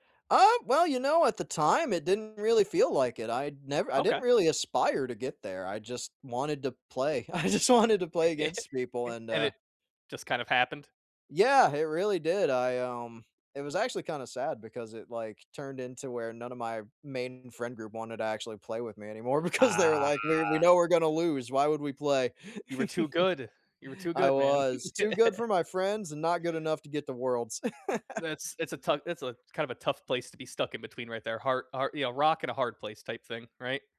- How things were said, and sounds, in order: other background noise; laughing while speaking: "I just wanted to play"; chuckle; drawn out: "Ah"; laughing while speaking: "because"; chuckle; chuckle
- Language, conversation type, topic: English, unstructured, How do you stay motivated when working toward a big goal?
- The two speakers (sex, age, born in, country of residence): male, 30-34, United States, United States; male, 30-34, United States, United States